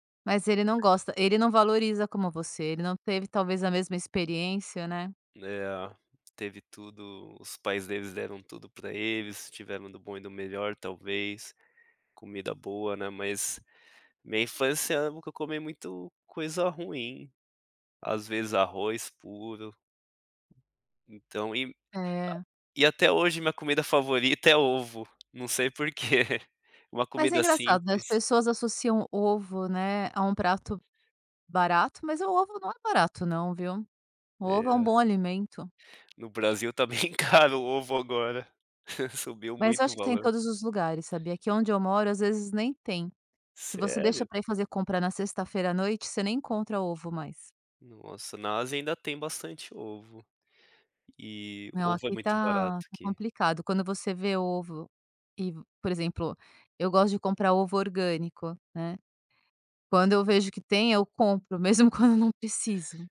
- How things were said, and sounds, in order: tapping; chuckle; giggle
- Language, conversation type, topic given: Portuguese, podcast, Qual foi o momento que te ensinou a valorizar as pequenas coisas?